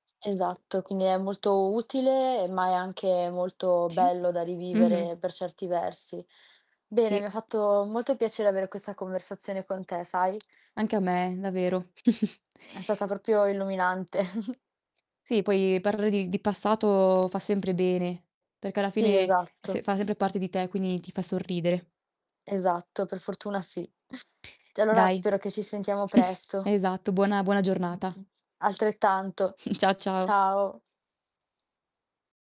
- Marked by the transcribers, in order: distorted speech; other background noise; tapping; chuckle; chuckle; chuckle; "Cioè" said as "ceh"; chuckle; chuckle
- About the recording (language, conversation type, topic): Italian, unstructured, C’è un odore che ti riporta subito al passato?